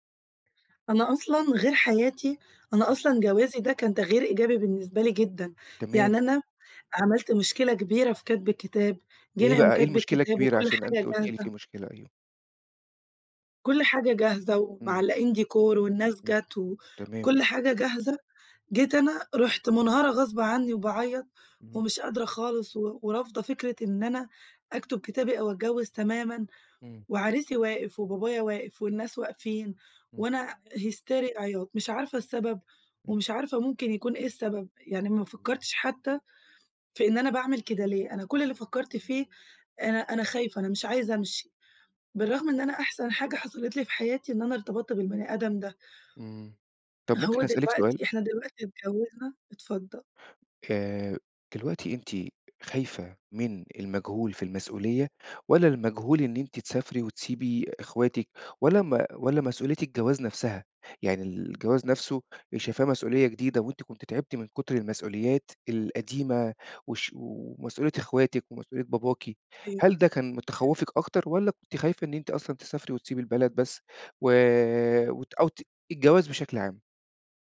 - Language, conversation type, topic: Arabic, advice, صعوبة قبول التغيير والخوف من المجهول
- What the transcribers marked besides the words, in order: in English: "decor"; horn; tapping; other background noise